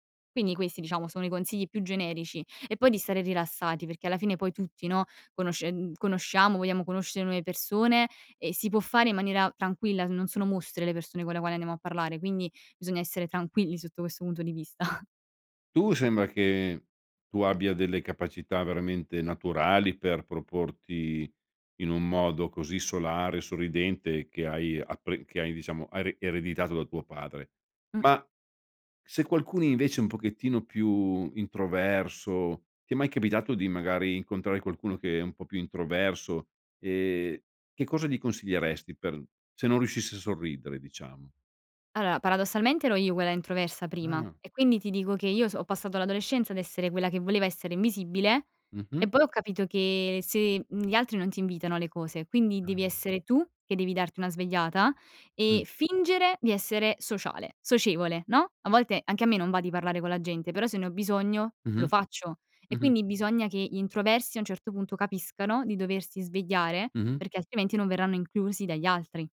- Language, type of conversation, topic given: Italian, podcast, Come può un sorriso cambiare un incontro?
- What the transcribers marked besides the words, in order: laughing while speaking: "vista"; "Allora" said as "alora"